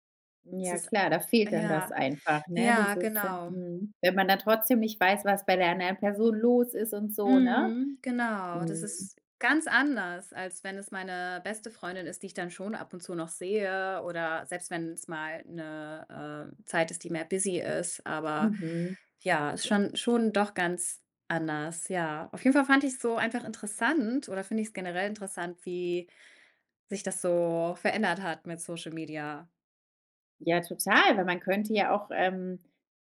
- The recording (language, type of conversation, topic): German, podcast, Wie unterscheidest du im Alltag echte Nähe von Nähe in sozialen Netzwerken?
- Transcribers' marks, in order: other background noise